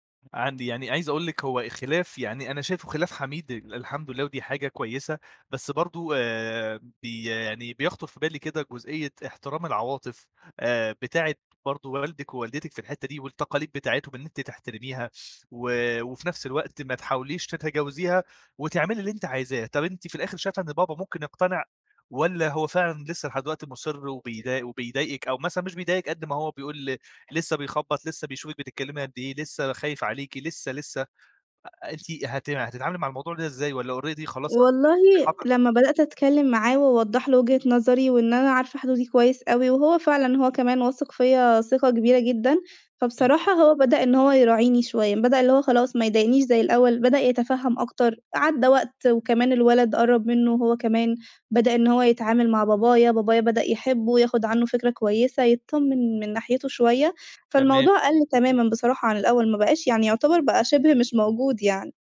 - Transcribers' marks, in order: other background noise; in English: "already"; unintelligible speech; tapping
- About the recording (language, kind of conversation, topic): Arabic, podcast, إزاي تحطّ حدود مع العيلة من غير ما حد يزعل؟